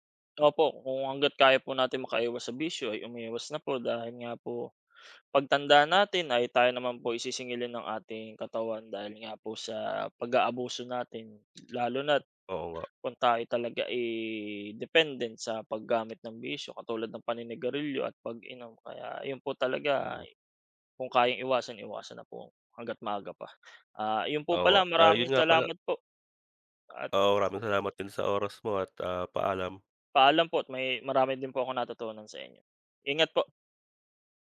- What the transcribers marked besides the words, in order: tapping
- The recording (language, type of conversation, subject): Filipino, unstructured, Ano ang ginagawa mo araw-araw para mapanatili ang kalusugan mo?
- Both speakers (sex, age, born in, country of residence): male, 25-29, Philippines, Philippines; male, 25-29, Philippines, Philippines